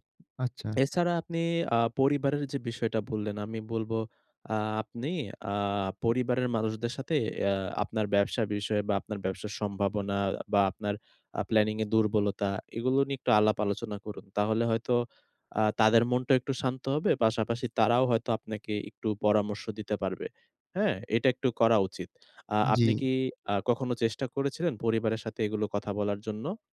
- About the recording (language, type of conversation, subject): Bengali, advice, বাড়িতে থাকলে কীভাবে উদ্বেগ কমিয়ে আরাম করে থাকতে পারি?
- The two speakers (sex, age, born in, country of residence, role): male, 20-24, Bangladesh, Bangladesh, advisor; male, 20-24, Bangladesh, Bangladesh, user
- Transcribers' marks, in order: none